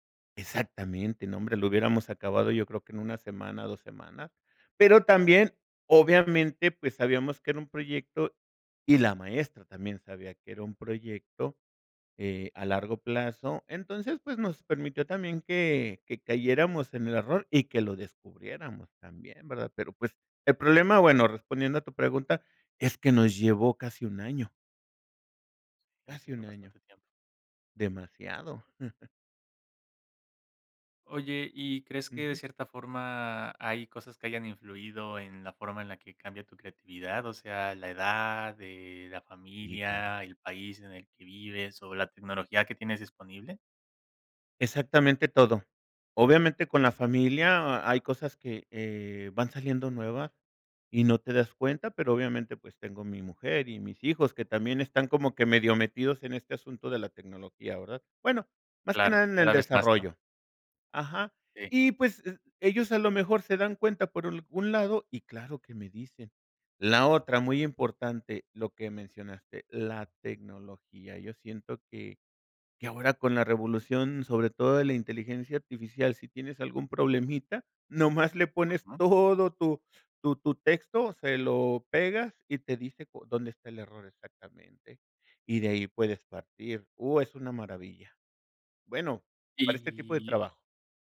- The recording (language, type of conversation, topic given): Spanish, podcast, ¿Cómo ha cambiado tu creatividad con el tiempo?
- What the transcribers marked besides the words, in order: chuckle